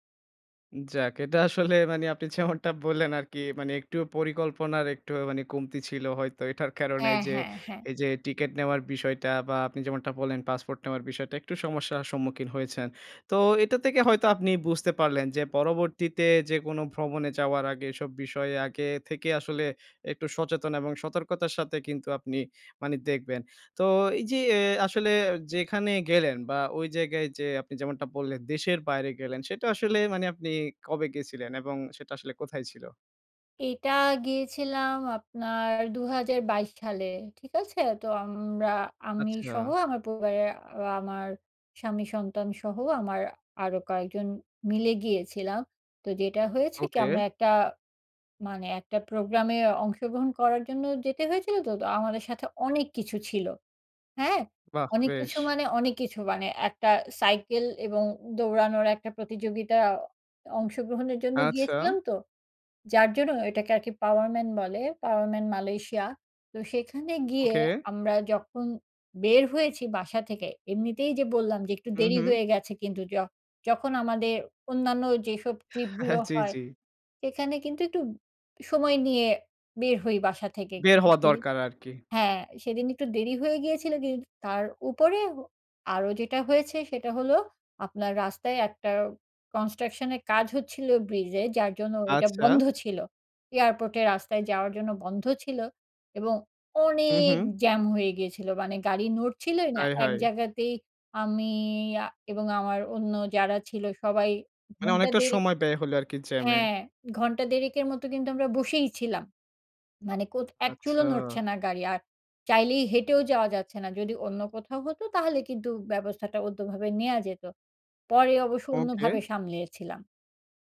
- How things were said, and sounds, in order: laughing while speaking: "আসলে"; laughing while speaking: "যেমনটা"; tapping; other background noise; chuckle; in English: "ইভেঞ্চুয়ালি"; stressed: "অনেক জ্যাম"; "অন্যভাবে" said as "ওদ্দভাবে"
- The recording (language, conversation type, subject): Bengali, podcast, ভ্রমণে তোমার সবচেয়ে বড় ভুলটা কী ছিল, আর সেখান থেকে তুমি কী শিখলে?